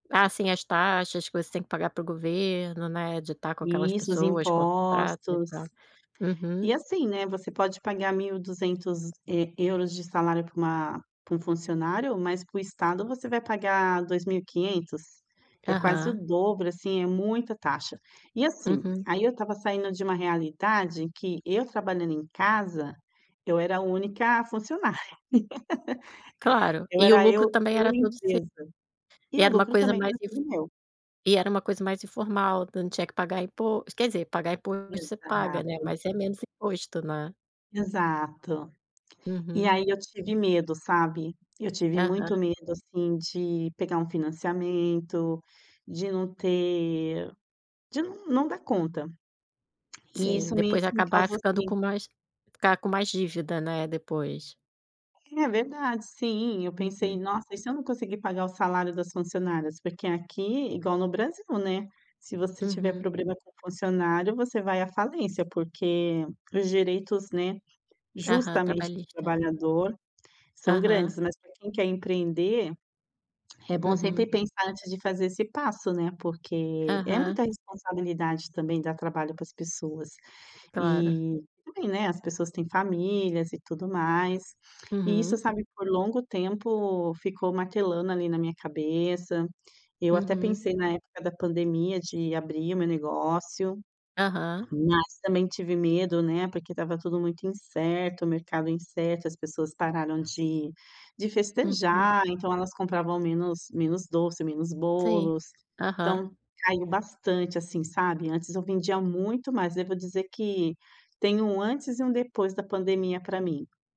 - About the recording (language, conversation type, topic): Portuguese, advice, Como posso ter sucesso financeiro e, ainda assim, sentir falta de realização pessoal?
- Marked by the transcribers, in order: tapping; other background noise; laugh